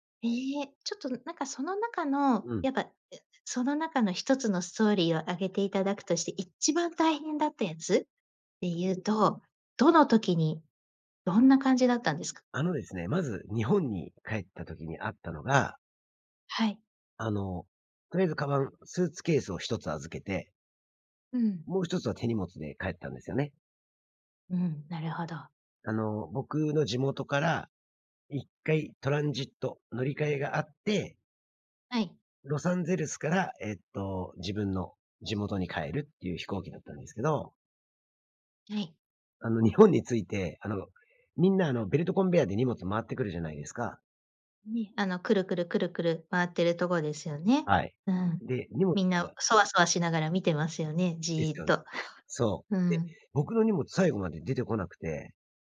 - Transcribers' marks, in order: stressed: "一番"; other noise; unintelligible speech; in English: "トランジット"
- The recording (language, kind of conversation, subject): Japanese, podcast, 荷物が届かなかったとき、どう対応しましたか？